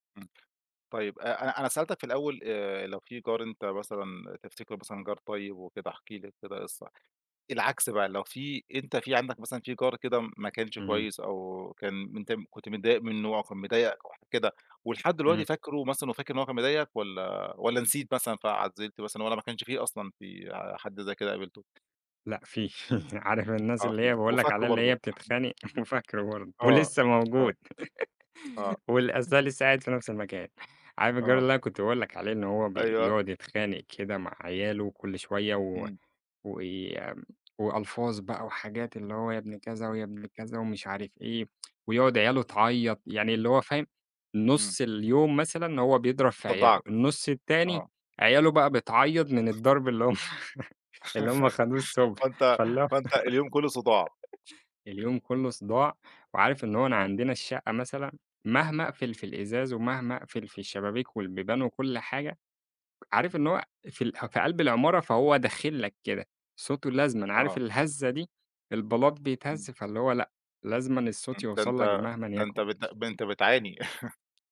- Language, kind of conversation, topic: Arabic, podcast, إيه أهم صفات الجار الكويس من وجهة نظرك؟
- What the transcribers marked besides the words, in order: tapping; laugh; throat clearing; chuckle; laugh; sneeze; tsk; laugh; laughing while speaking: "فأنت فأنت اليوم كله صداع"; laugh